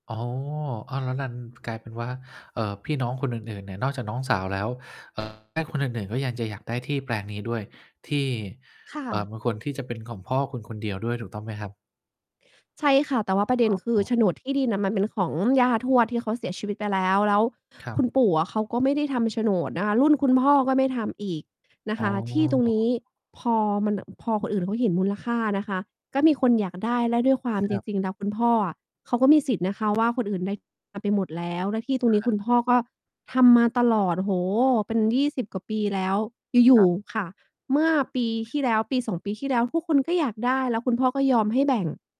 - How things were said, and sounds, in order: tapping; distorted speech; mechanical hum; other background noise
- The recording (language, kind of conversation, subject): Thai, advice, ฉันควรทำอย่างไรเมื่อทะเลาะกับพี่น้องเรื่องมรดกหรือทรัพย์สิน?
- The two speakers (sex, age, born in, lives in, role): female, 35-39, Thailand, Thailand, user; male, 50-54, Thailand, Thailand, advisor